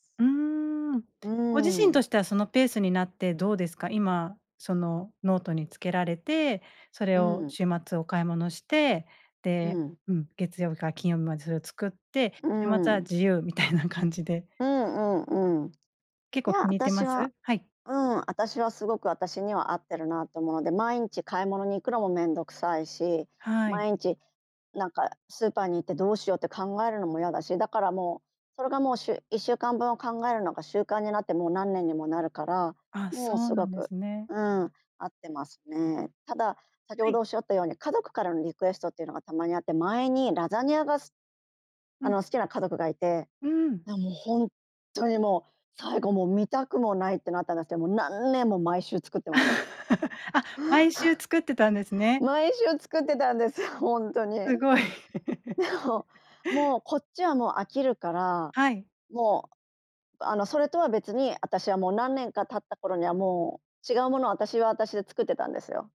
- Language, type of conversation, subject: Japanese, podcast, 晩ごはんはどうやって決めていますか？
- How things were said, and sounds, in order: stressed: "ほんとに"; laugh; laughing while speaking: "毎週作ってたんですよ、ほんとに"; chuckle